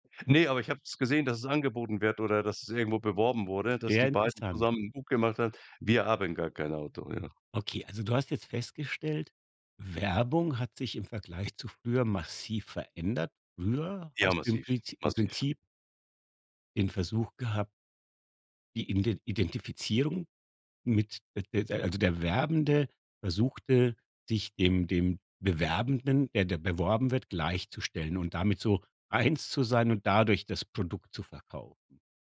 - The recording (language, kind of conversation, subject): German, podcast, Welche Werbung aus früheren Jahren bleibt dir im Kopf?
- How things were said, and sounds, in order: none